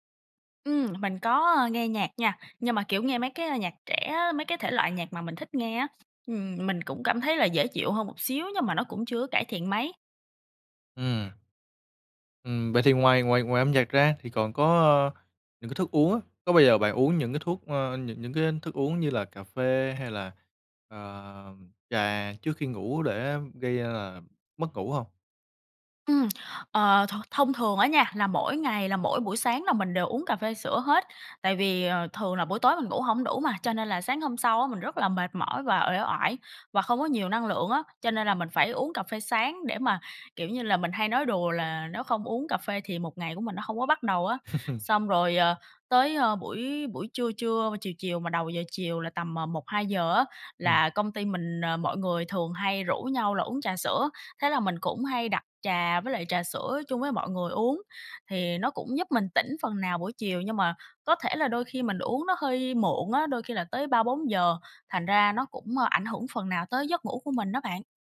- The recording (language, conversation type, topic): Vietnamese, advice, Vì sao tôi vẫn mệt mỏi kéo dài dù ngủ đủ giấc và nghỉ ngơi cuối tuần mà không đỡ hơn?
- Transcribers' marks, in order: other background noise; tapping; lip smack; laugh; alarm